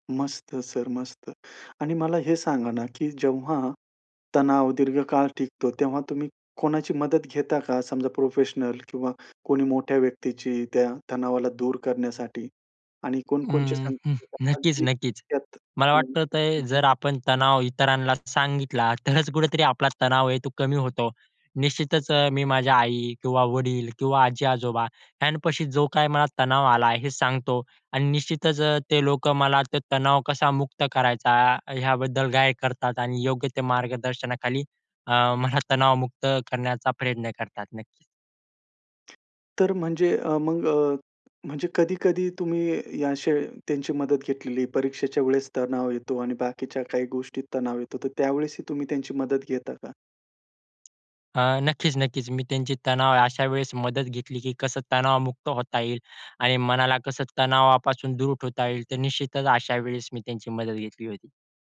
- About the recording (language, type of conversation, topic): Marathi, podcast, तणाव आल्यावर तुम्ही सर्वात आधी काय करता?
- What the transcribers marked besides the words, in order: "कोण-कोणाच्या" said as "कोणच्या"; unintelligible speech; tapping; unintelligible speech; other background noise; other noise